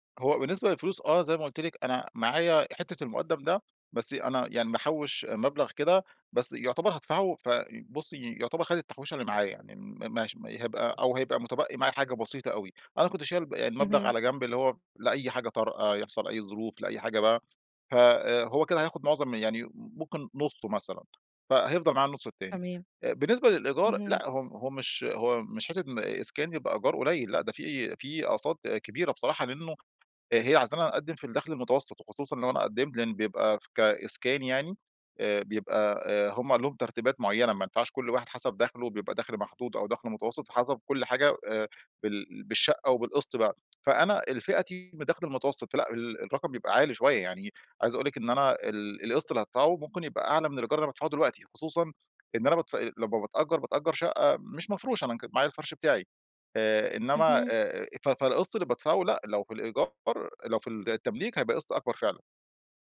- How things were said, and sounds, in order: tapping; other background noise
- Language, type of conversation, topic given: Arabic, advice, هل أشتري بيت كبير ولا أكمل في سكن إيجار مرن؟